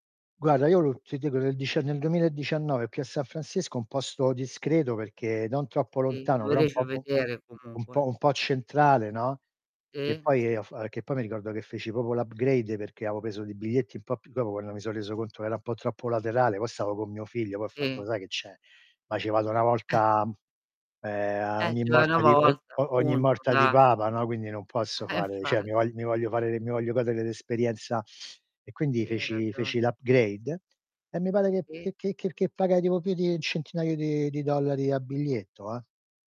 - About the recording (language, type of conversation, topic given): Italian, unstructured, Cosa pensi dei circhi con animali?
- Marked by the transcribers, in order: other background noise; "proprio" said as "popo"; in English: "upgrade"; "avevo" said as "aevo"; chuckle; distorted speech; laughing while speaking: "Eh, nfatti"; "infatti" said as "nfatti"; "cioè" said as "ceh"; tapping; static; unintelligible speech; in English: "upgrade"